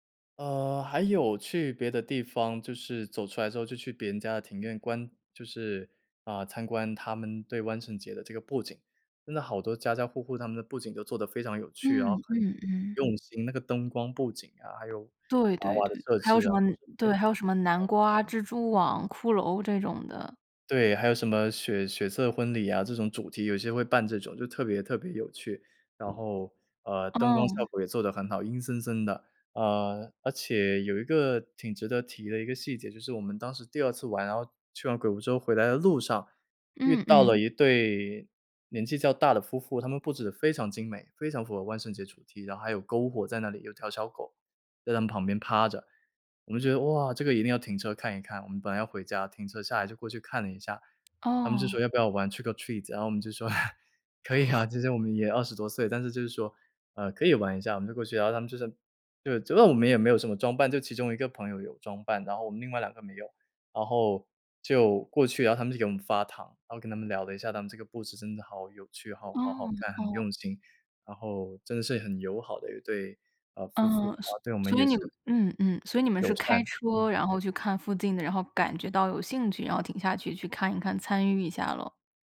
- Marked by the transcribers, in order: tapping; other noise; other background noise; in English: "trick or treat？"; chuckle; sniff
- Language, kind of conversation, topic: Chinese, podcast, 有没有哪次当地节庆让你特别印象深刻？